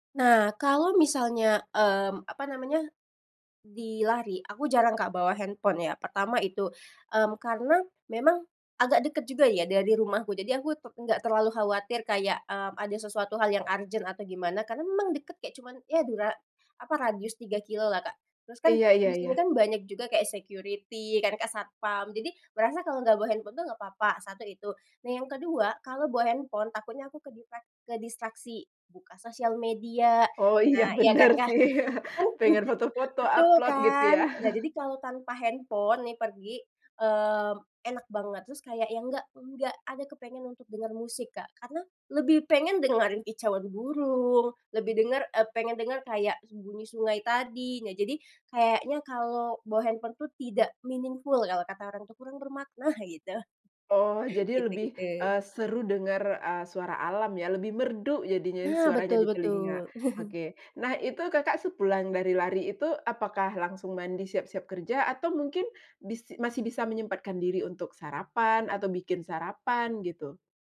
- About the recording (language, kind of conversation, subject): Indonesian, podcast, Apa rutinitas pagimu di rumah yang paling membantu kamu tetap produktif?
- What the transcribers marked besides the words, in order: in English: "security"; laughing while speaking: "iya, bener sih"; laugh; laughing while speaking: "Mhm"; laugh; in English: "meaningful"; laughing while speaking: "gitu"; chuckle